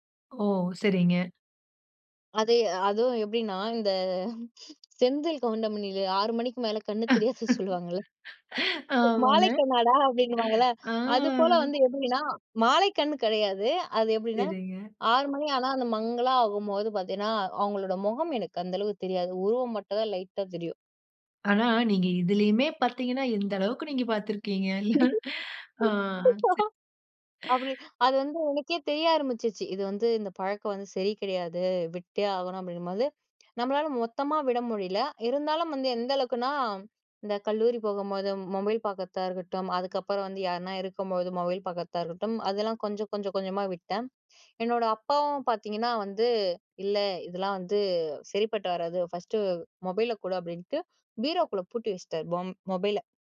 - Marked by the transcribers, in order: laughing while speaking: "செந்தில் கவுண்டமணில ஆறு மணிக்கு மேல கண்ணு தெரியாது சொல்லுவாங்கல்ல, மாலைக்கண்ணாடா"; laugh; laughing while speaking: "ஆமாங்க. ஆமா"; other noise; laugh; laughing while speaking: "இல்ல, ஆ ச"
- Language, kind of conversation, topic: Tamil, podcast, விட வேண்டிய பழக்கத்தை எப்படி நிறுத்தினீர்கள்?
- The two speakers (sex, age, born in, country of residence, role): female, 20-24, India, India, guest; female, 30-34, India, India, host